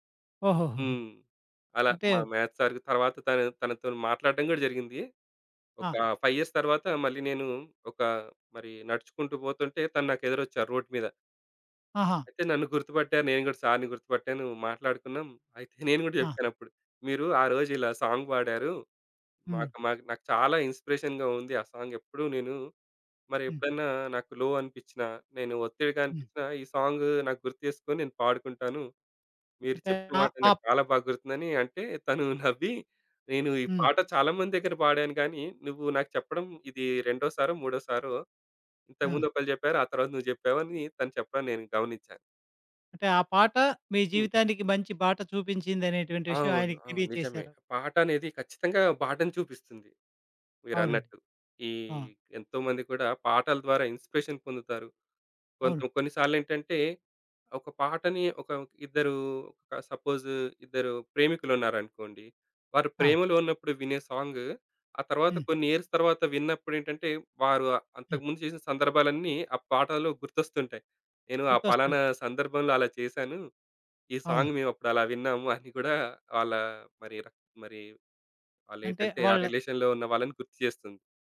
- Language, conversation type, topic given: Telugu, podcast, ఒక పాట వింటే మీకు ఒక నిర్దిష్ట వ్యక్తి గుర్తుకొస్తారా?
- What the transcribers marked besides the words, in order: other background noise; in English: "మ్యాథ్స్"; in English: "ఫైవ్ ఇయర్స్"; in English: "రోడ్"; giggle; in English: "సాంగ్"; in English: "ఇన్‌స్పిరేషన్‌గా"; in English: "లో"; tapping; in English: "ఇన్‌స్పిరేషన్"; in English: "సపోజ్"; in English: "ఇయర్స్"; in English: "సాంగ్"; in English: "రిలేషన్‌లో"